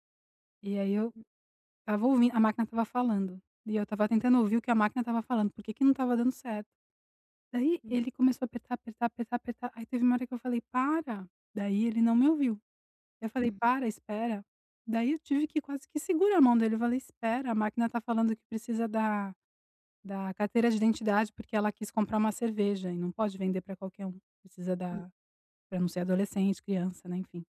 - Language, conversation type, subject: Portuguese, advice, Como posso apoiar meu parceiro que enfrenta problemas de saúde mental?
- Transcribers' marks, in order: none